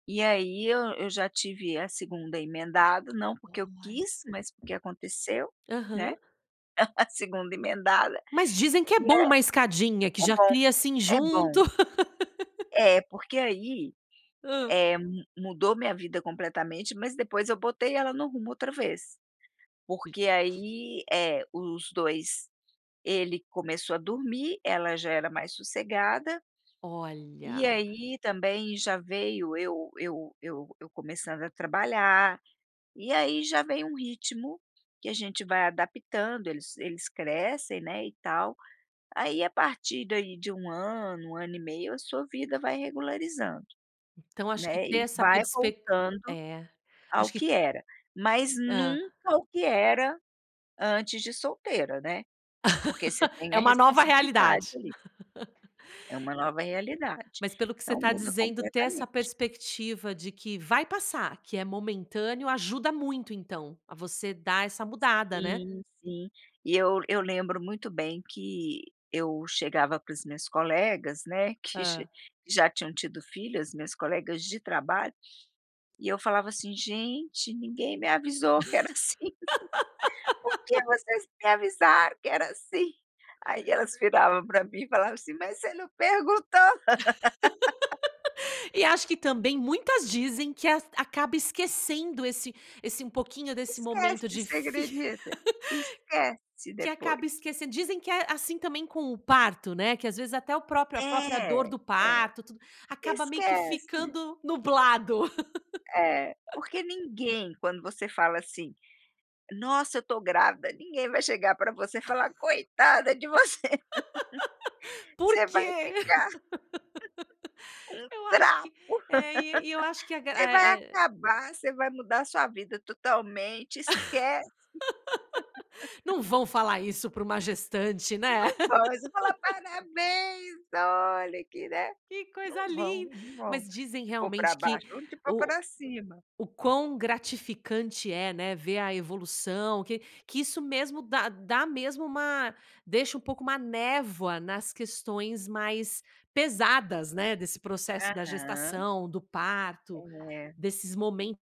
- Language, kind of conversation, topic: Portuguese, podcast, Qual foi um momento que mudou sua vida para sempre?
- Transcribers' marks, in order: tapping; laugh; laughing while speaking: "segunda emendado"; laugh; other background noise; laugh; laughing while speaking: "que xi"; laugh; laughing while speaking: "que era assim"; laugh; laugh; laughing while speaking: "difí"; laugh; laughing while speaking: "nublado"; laugh; chuckle; laugh; laughing while speaking: "Coitada de você você vai … vida totalmente, esquece"; laugh; laugh; laugh